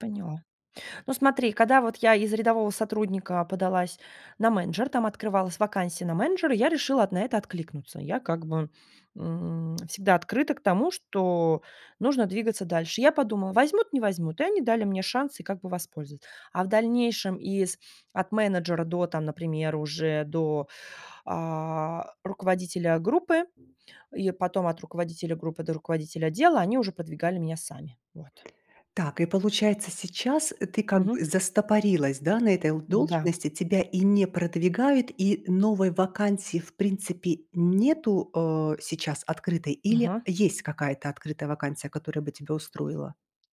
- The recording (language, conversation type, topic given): Russian, advice, Как попросить у начальника повышения?
- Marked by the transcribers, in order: other background noise